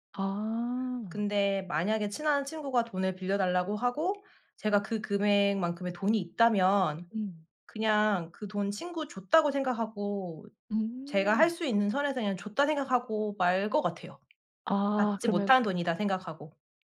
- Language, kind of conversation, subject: Korean, podcast, 돈 문제로 갈등이 생기면 보통 어떻게 해결하시나요?
- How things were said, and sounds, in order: tapping